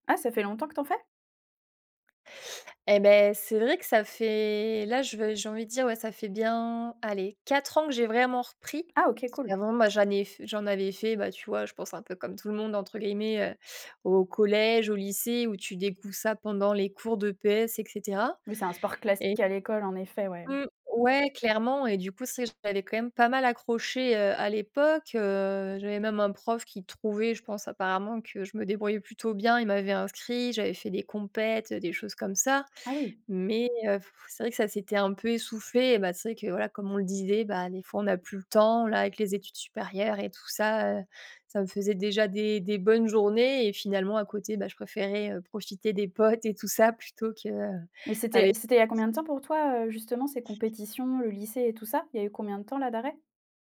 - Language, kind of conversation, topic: French, podcast, Quel passe-temps t’occupe le plus ces derniers temps ?
- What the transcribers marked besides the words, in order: other background noise